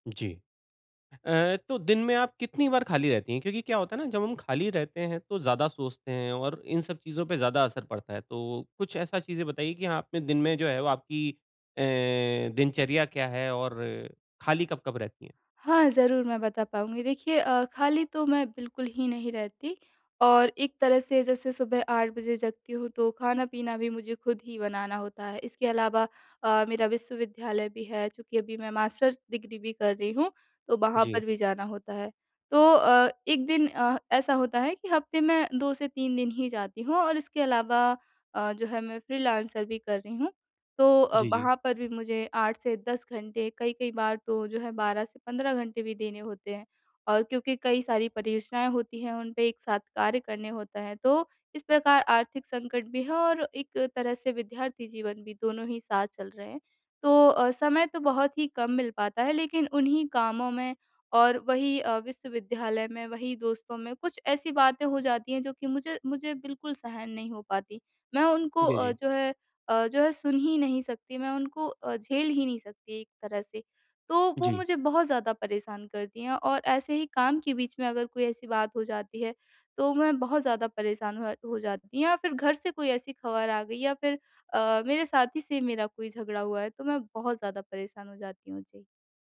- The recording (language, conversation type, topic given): Hindi, advice, मैं आज तनाव कम करने के लिए कौन-से सरल अभ्यास कर सकता/सकती हूँ?
- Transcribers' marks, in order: in English: "मास्टर्स"